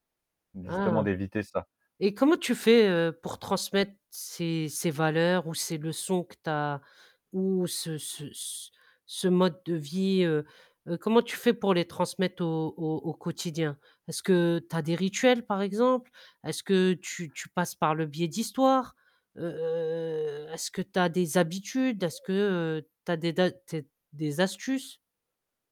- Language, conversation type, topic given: French, podcast, Qu’est-ce que tu transmets à la génération suivante ?
- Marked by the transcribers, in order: static; distorted speech; other background noise; drawn out: "Heu"